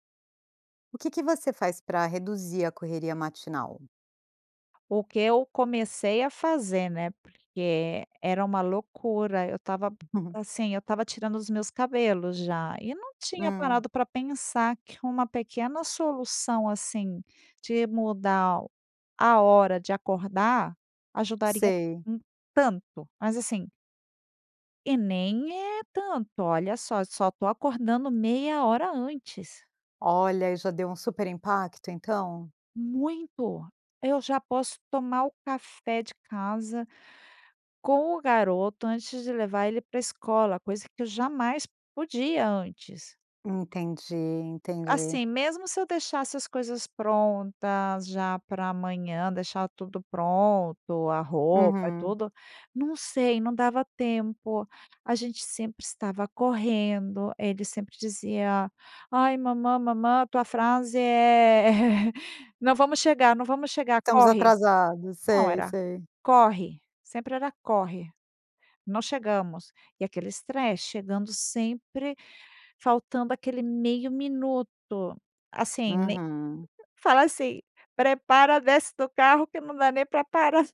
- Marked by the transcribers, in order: other background noise; laugh; chuckle
- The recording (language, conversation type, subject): Portuguese, podcast, Como você faz para reduzir a correria matinal?